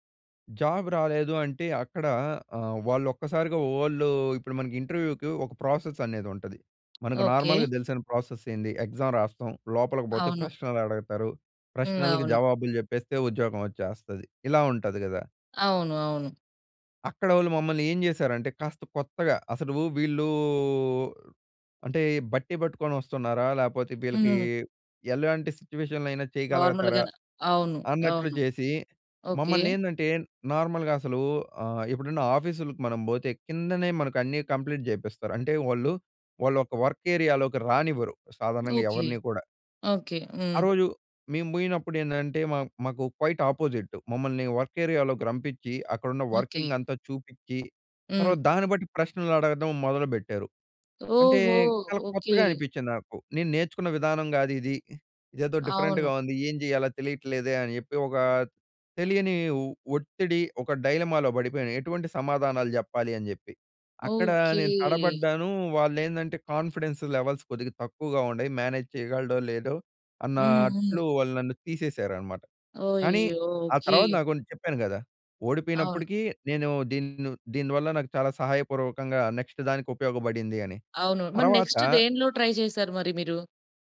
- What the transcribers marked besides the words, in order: in English: "జాబ్"; in English: "ఇంటర్వ్యూకి"; in English: "ప్రాసెస్"; in English: "నార్మల్గా"; in English: "ఎగ్జామ్"; drawn out: "వీళ్ళూ"; in English: "సిట్యుయేషన్‌లో"; in English: "నార్మల్"; in English: "నార్మల్‌గా"; in English: "కంప్లీట్"; in English: "వర్క్ ఏరియాలోకి"; in English: "క్వైట్ ఆపోసజిట్"; in English: "వర్క్ ఏరియాలోకి"; in English: "వర్కింగ్"; in English: "డిఫరెంట్‌గా"; in English: "డైలమాలో"; in English: "కాన్‌ఫిడెన్స్ లెవెల్స్"; in English: "మేనేజ్"; "అన్నట్లు" said as "అన్నాట్లు"; in English: "నెక్స్ట్"; in English: "నెక్స్ట్"; in English: "ట్రై"
- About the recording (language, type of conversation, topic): Telugu, podcast, క్యాలెండర్‌ని ప్లాన్ చేయడంలో మీ చిట్కాలు ఏమిటి?